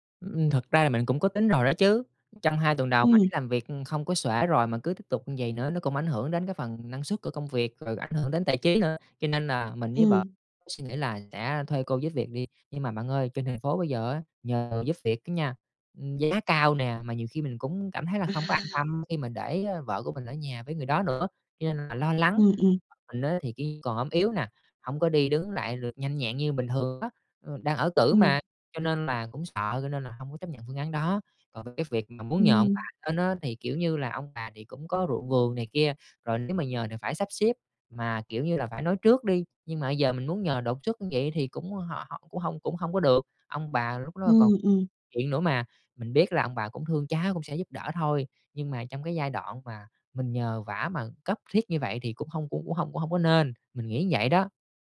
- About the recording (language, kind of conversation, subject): Vietnamese, advice, Bạn cảm thấy thế nào khi lần đầu trở thành cha/mẹ, và bạn lo lắng nhất điều gì về những thay đổi trong cuộc sống?
- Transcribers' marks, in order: other background noise; tapping; unintelligible speech